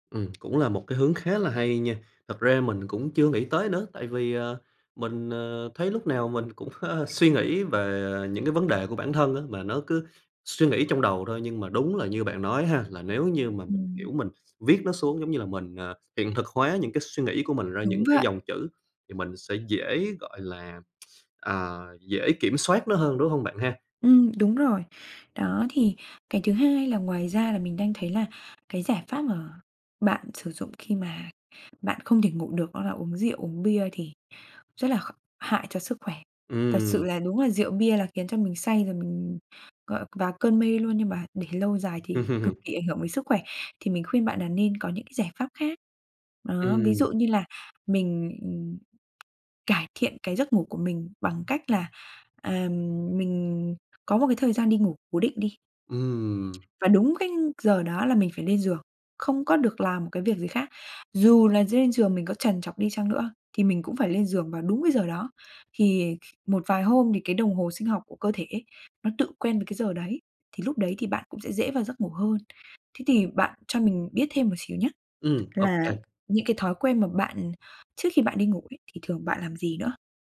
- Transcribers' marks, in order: tapping; tsk; laugh; other background noise
- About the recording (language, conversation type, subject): Vietnamese, advice, Bạn khó ngủ vì lo lắng và suy nghĩ về tương lai phải không?